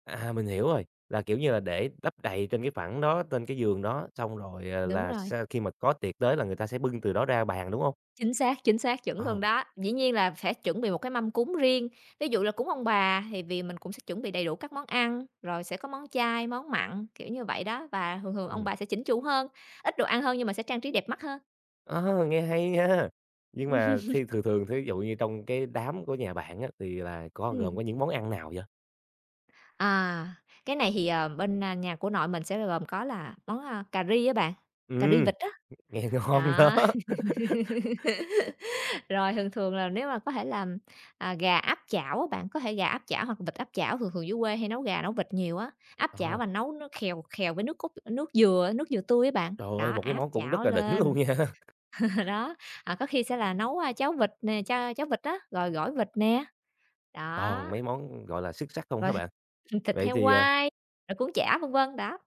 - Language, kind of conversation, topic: Vietnamese, podcast, Làm sao để bày một mâm cỗ vừa đẹp mắt vừa ấm cúng, bạn có gợi ý gì không?
- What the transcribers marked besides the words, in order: tapping; laughing while speaking: "hay nha"; laughing while speaking: "Ừm"; laughing while speaking: "Nghe ngon đó"; laugh; laughing while speaking: "đỉnh luôn nha!"; other background noise; laugh